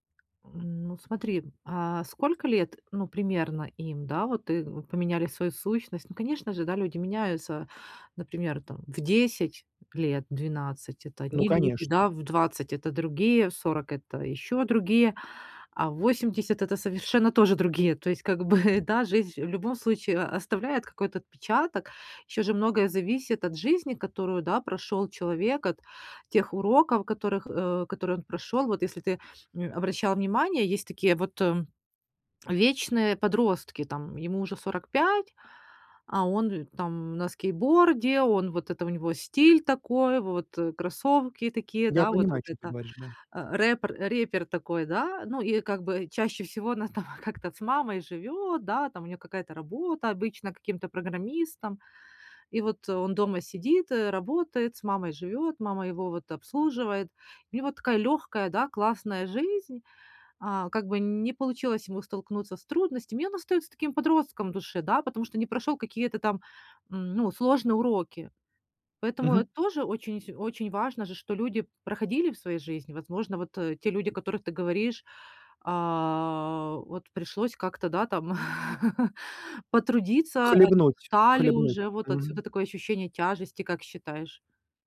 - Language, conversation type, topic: Russian, advice, Как перестать сравнивать себя с общественными стандартами?
- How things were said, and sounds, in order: tapping; chuckle; "рэпер" said as "рэпэр"; laughing while speaking: "она там как-то"; chuckle